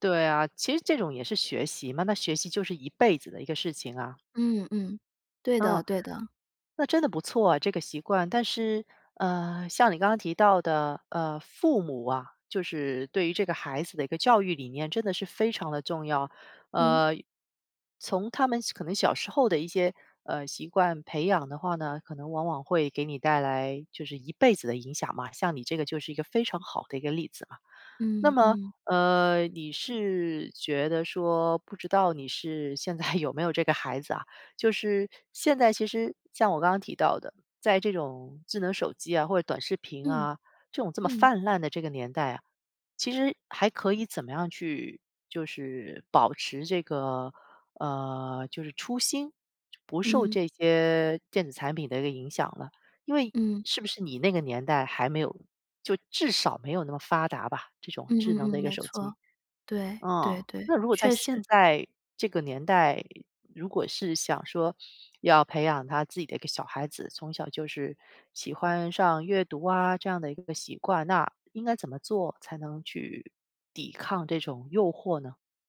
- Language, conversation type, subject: Chinese, podcast, 有哪些小习惯能带来长期回报？
- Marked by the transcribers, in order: laughing while speaking: "现在"